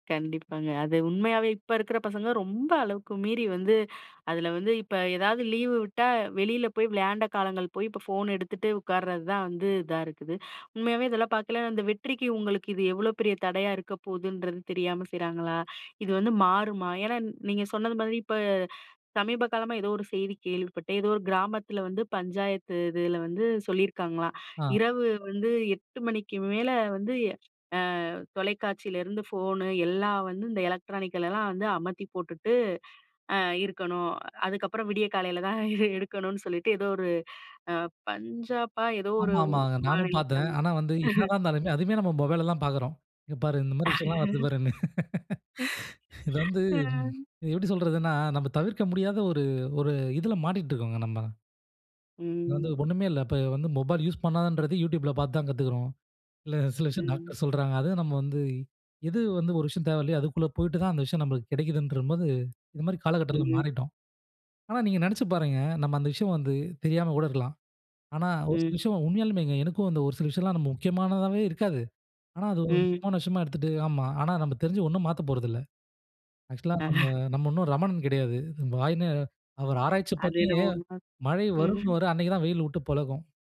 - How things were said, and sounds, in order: other background noise; snort; laugh; laughing while speaking: "அ"; laugh; unintelligible speech
- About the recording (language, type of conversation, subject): Tamil, podcast, வெற்றிக்காக நீங்கள் எதை துறக்கத் தயாராக இருக்கிறீர்கள்?